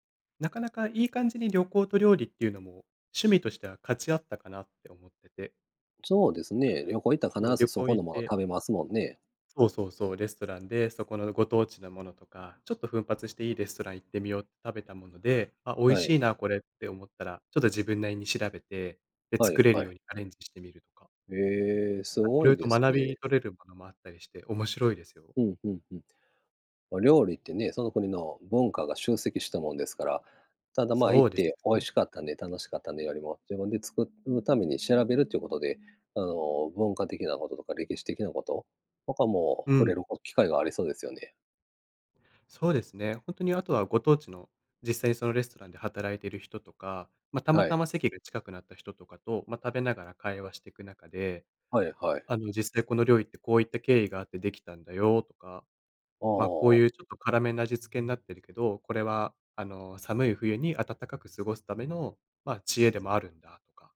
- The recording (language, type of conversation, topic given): Japanese, unstructured, 最近ハマっていることはありますか？
- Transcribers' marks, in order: other background noise